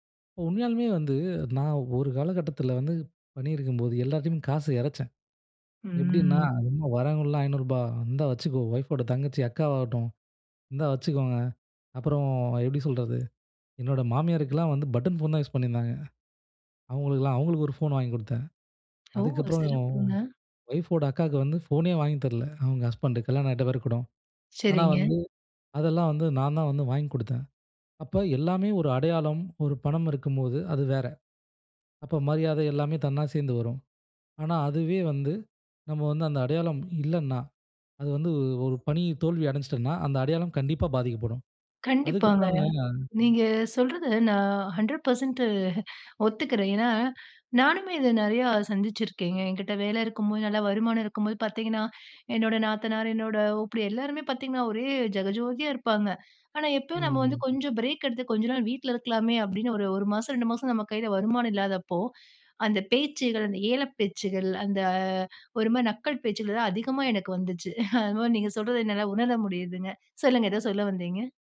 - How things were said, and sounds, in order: other background noise; drawn out: "ம்"; unintelligible speech; other noise; in English: "ஹண்ட்ரட் பெர்சன்ட்"; chuckle; chuckle
- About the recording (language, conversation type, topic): Tamil, podcast, பணியில் தோல்வி ஏற்பட்டால் உங்கள் அடையாளம் பாதிக்கப்படுமா?